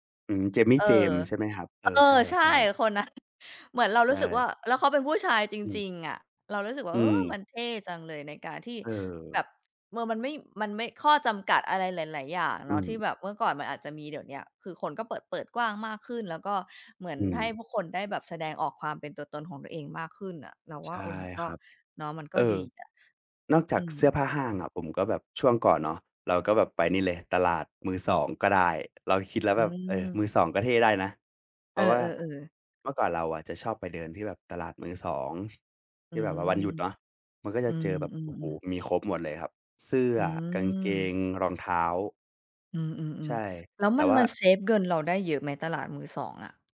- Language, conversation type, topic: Thai, podcast, ถ้างบจำกัด คุณเลือกซื้อเสื้อผ้าแบบไหน?
- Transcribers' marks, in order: other background noise